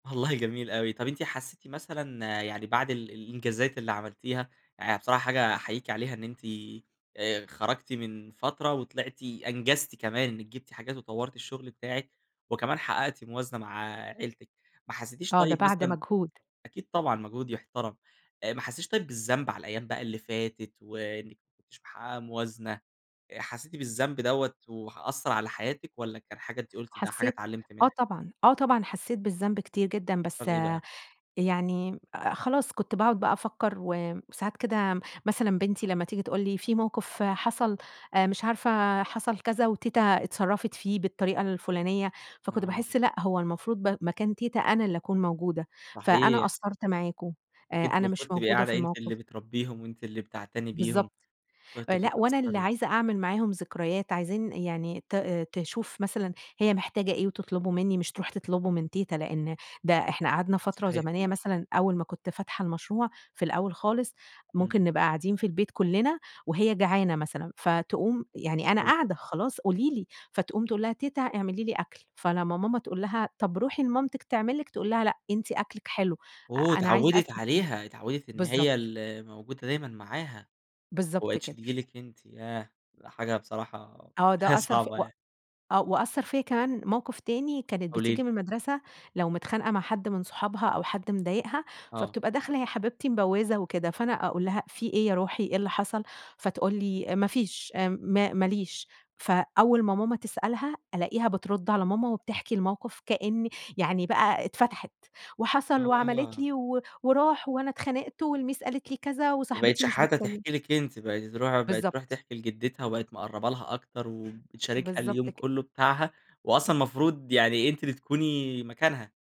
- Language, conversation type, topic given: Arabic, podcast, إزاي بتوازن بين الشغل وحياتك العائلية؟
- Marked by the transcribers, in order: laughing while speaking: "والله جميل أوي"; unintelligible speech; other noise; laughing while speaking: "حاجة صعبة يعني"; put-on voice: "وحصل وعملت لي و وراح … وصاحبتي مش بتكلم"; tapping